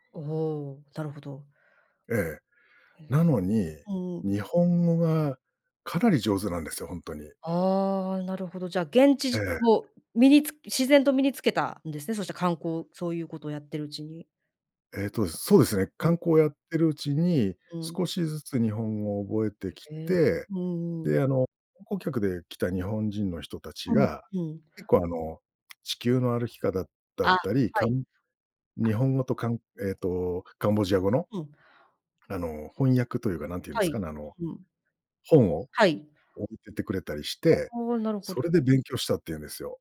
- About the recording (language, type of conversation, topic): Japanese, podcast, 旅をきっかけに人生観が変わった場所はありますか？
- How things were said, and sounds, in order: other background noise; "歩き方" said as "あるきかだ"